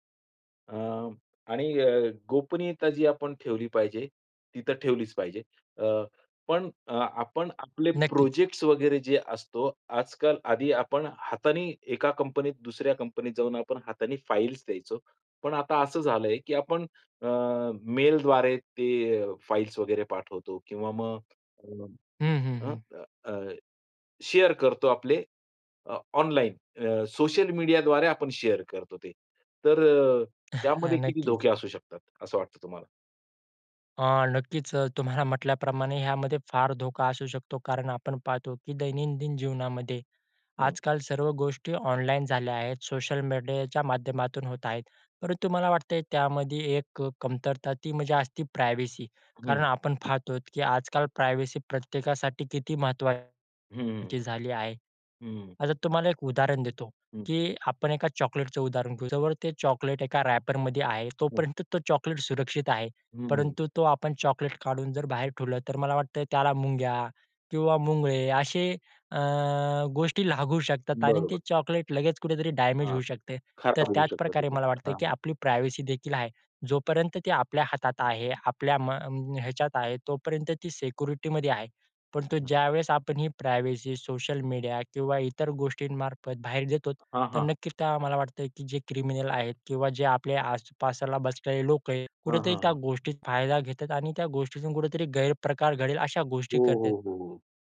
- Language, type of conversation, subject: Marathi, podcast, सोशल मीडियावर आपले काम शेअर केल्याचे फायदे आणि धोके काय आहेत?
- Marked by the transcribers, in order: other background noise; in English: "शेअर"; in English: "शेअर"; tapping; chuckle; in English: "प्रायव्हसी"; in English: "प्रायव्हसी"; in English: "रॅपरमध्ये"; other noise; in English: "डॅमेज"; in English: "प्रायव्हसी"; unintelligible speech; in English: "प्रायव्हसी"; in English: "क्रिमिनल"